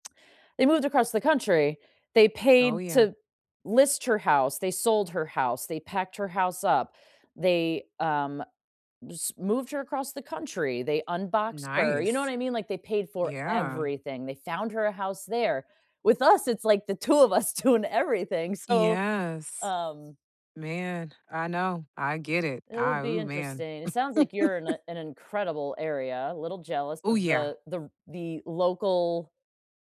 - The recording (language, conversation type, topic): English, unstructured, How do nearby parks, paths, and public spaces help you meet your neighbors and feel more connected?
- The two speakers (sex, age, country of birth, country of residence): female, 40-44, United States, United States; female, 40-44, United States, United States
- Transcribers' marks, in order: laughing while speaking: "doing"; laughing while speaking: "So"; other background noise; chuckle; tapping